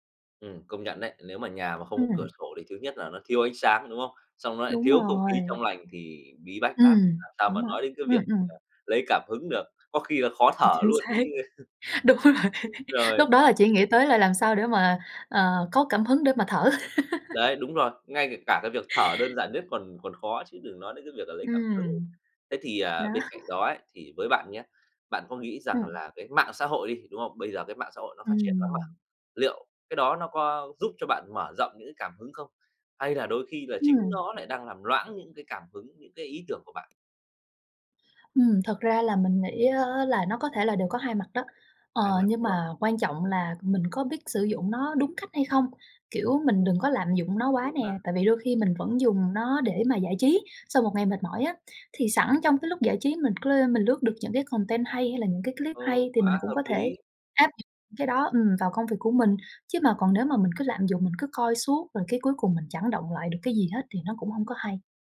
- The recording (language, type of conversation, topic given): Vietnamese, podcast, Bạn tận dụng cuộc sống hằng ngày để lấy cảm hứng như thế nào?
- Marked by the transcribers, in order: other background noise; laughing while speaking: "Chính xác. Đúng rồi"; laugh; unintelligible speech; tapping; laugh; laughing while speaking: "Đó"; unintelligible speech; in English: "content"